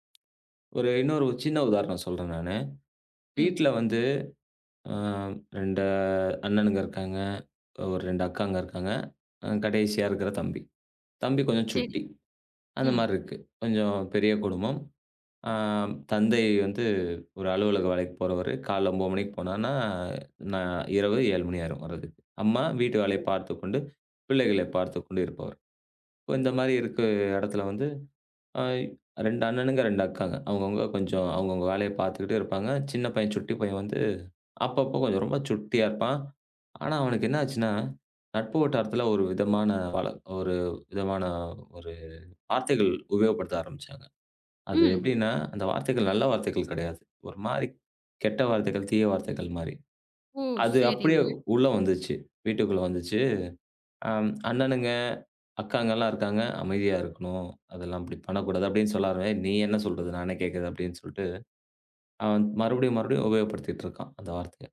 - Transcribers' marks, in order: tapping; unintelligible speech; drawn out: "ஒரு"
- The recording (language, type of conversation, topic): Tamil, podcast, இளைஞர்களை சமுதாயத்தில் ஈடுபடுத்த என்ன செய்யலாம்?